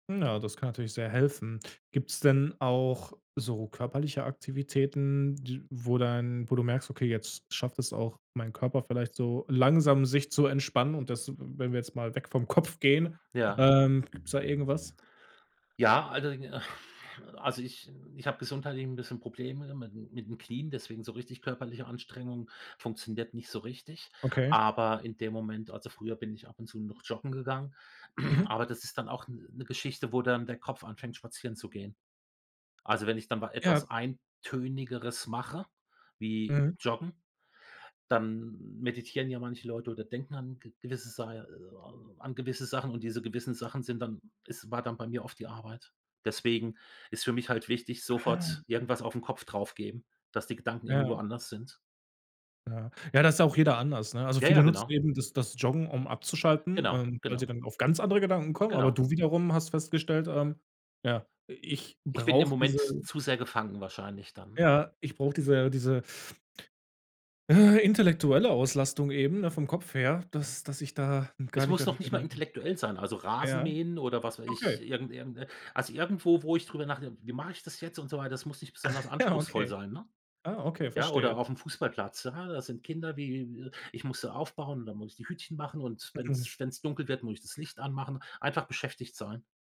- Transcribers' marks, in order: other background noise; sigh; throat clearing; chuckle
- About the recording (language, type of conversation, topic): German, podcast, Was hilft dir, nach der Arbeit wirklich abzuschalten?